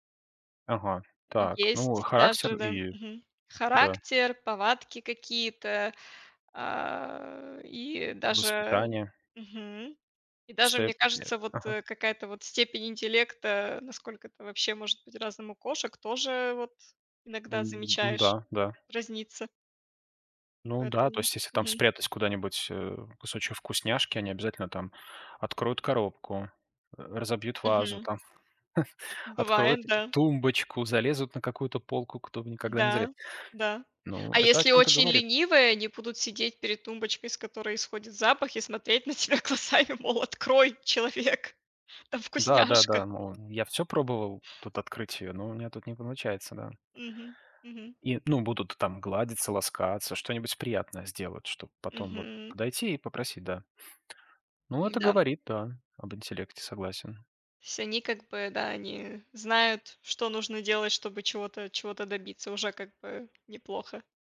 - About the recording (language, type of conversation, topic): Russian, unstructured, Какие животные тебе кажутся самыми умными и почему?
- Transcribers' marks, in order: drawn out: "А"; unintelligible speech; other background noise; chuckle; laughing while speaking: "глазами"; laughing while speaking: "человек, там вкусняшка"